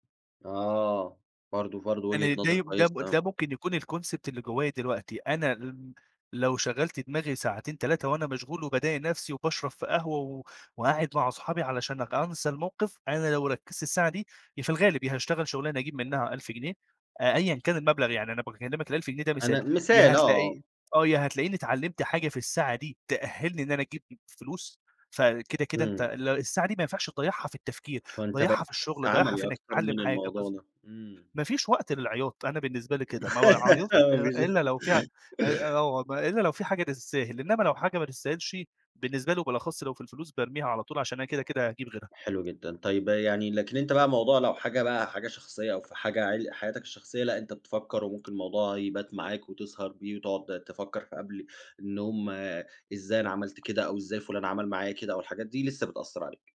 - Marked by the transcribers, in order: tapping; in English: "الconcept"; laugh; laughing while speaking: "أهو مفيش"; unintelligible speech; other background noise
- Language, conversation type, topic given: Arabic, podcast, إيه طريقتك عشان تقلّل التفكير الزيادة؟